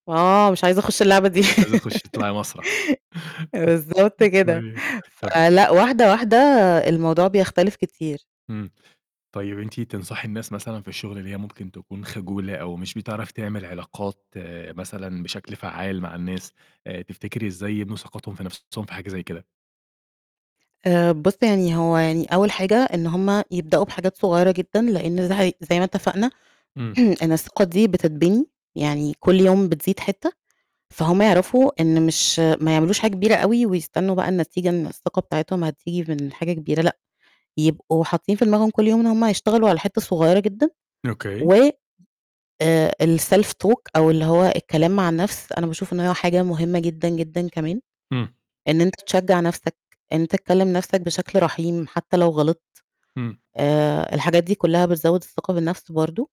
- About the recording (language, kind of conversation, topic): Arabic, podcast, إزاي تبني ثقتك بنفسك؟
- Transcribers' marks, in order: laugh; other noise; static; tapping; distorted speech; throat clearing; in English: "الself talk"; other background noise